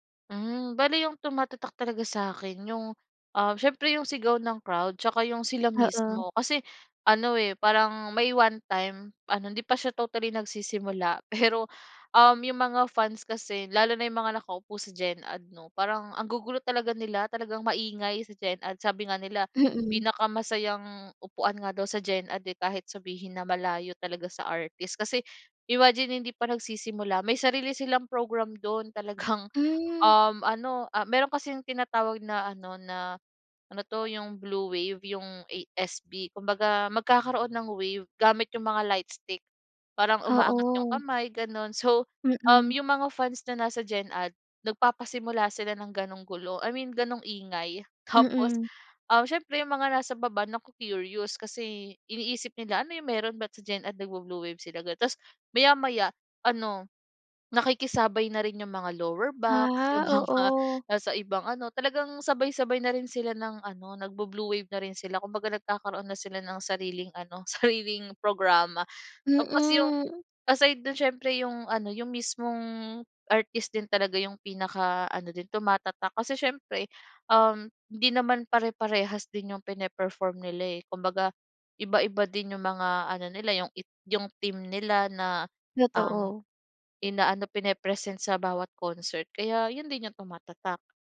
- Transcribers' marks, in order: tapping; chuckle
- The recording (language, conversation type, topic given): Filipino, podcast, Puwede mo bang ikuwento ang konsiyertong hindi mo malilimutan?